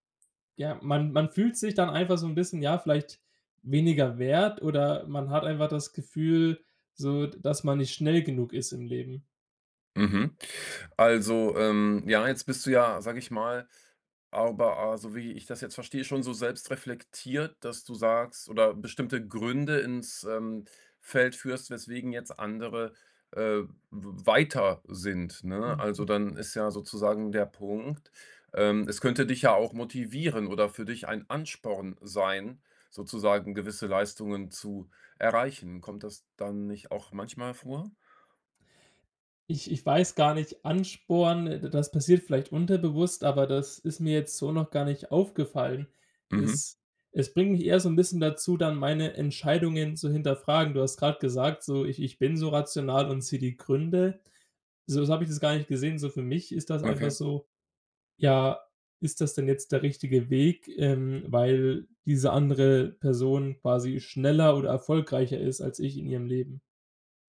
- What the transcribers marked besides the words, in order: none
- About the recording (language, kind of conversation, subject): German, podcast, Welchen Einfluss haben soziale Medien auf dein Erfolgsempfinden?